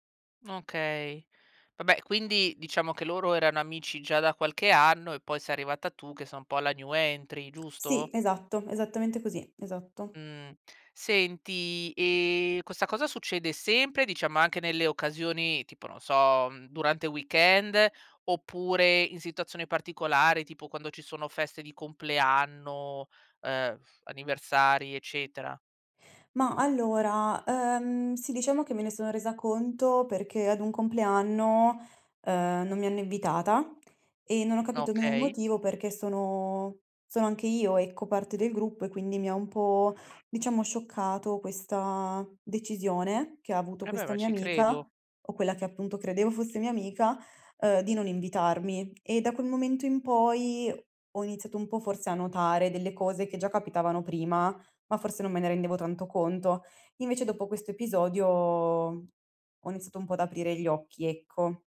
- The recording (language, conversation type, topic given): Italian, advice, Come ti senti quando ti senti escluso durante gli incontri di gruppo?
- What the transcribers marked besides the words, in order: in English: "new entry"; tapping; in English: "weekend"